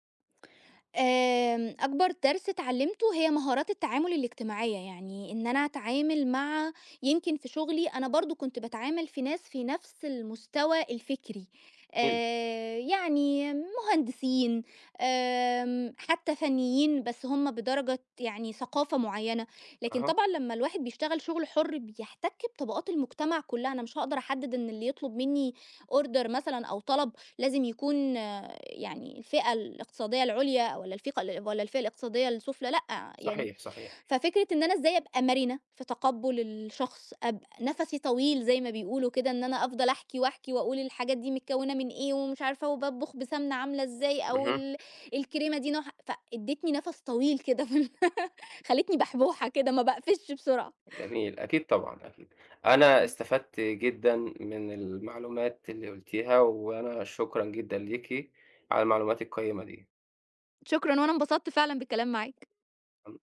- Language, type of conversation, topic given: Arabic, podcast, إزاي بتختار بين شغل بتحبه وبيكسبك، وبين شغل مضمون وآمن؟
- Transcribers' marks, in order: unintelligible speech; tapping; in English: "order"; "الفقة" said as "الفئة"; laugh; other background noise; other noise